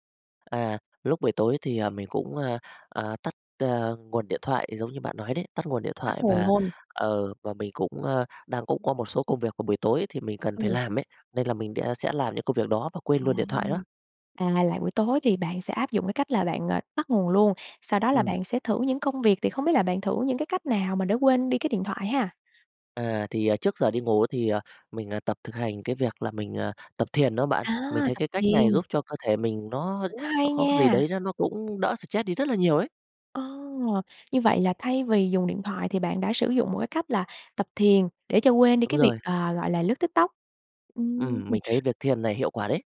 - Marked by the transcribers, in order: tapping
- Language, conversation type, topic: Vietnamese, podcast, Bạn đã bao giờ tạm ngừng dùng mạng xã hội một thời gian chưa, và bạn cảm thấy thế nào?